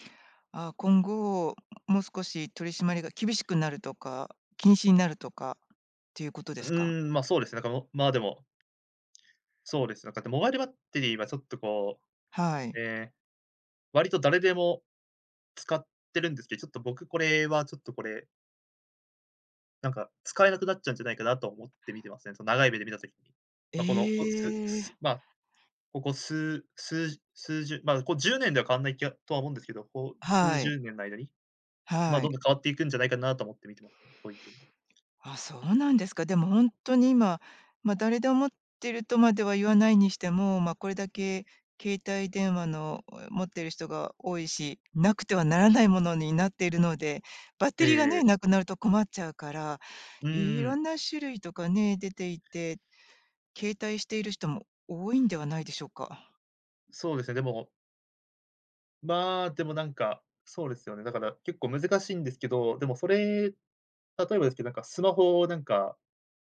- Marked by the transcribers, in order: none
- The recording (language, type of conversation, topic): Japanese, podcast, 電車内でのスマホの利用マナーで、あなたが気になることは何ですか？